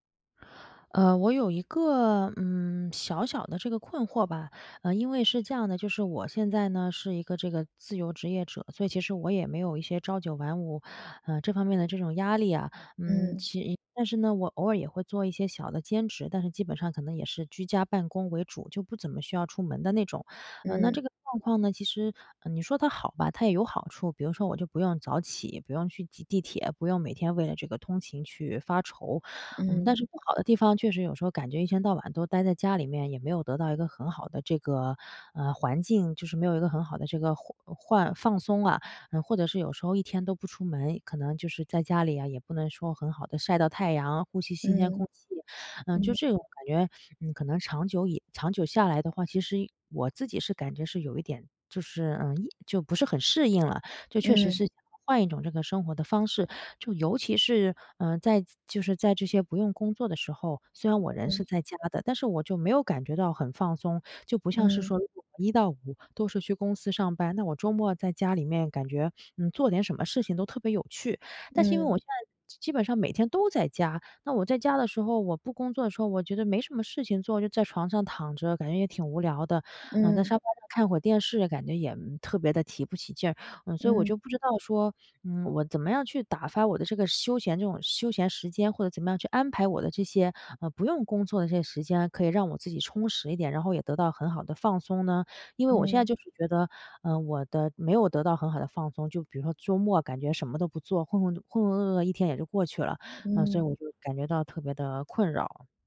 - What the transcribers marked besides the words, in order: none
- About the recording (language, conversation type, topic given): Chinese, advice, 休闲时间总觉得无聊，我可以做些什么？